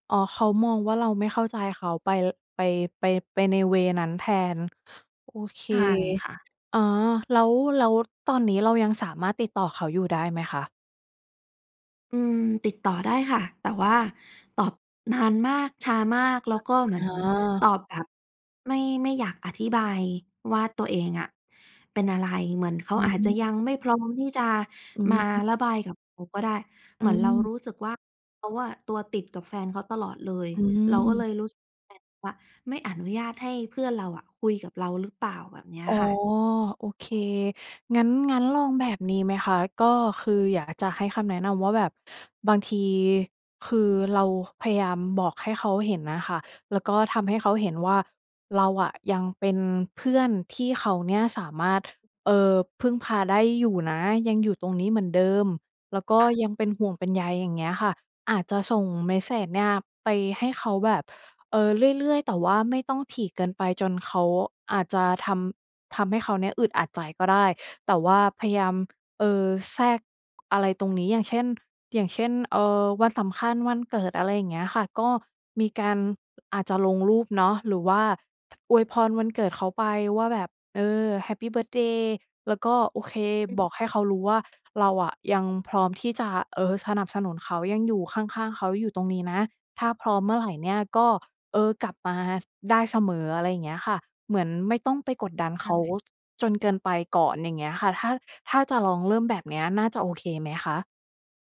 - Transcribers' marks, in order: in English: "เวย์"; other background noise; tapping
- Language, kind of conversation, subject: Thai, advice, เพื่อนสนิทของคุณเปลี่ยนไปอย่างไร และความสัมพันธ์ของคุณกับเขาหรือเธอเปลี่ยนไปอย่างไรบ้าง?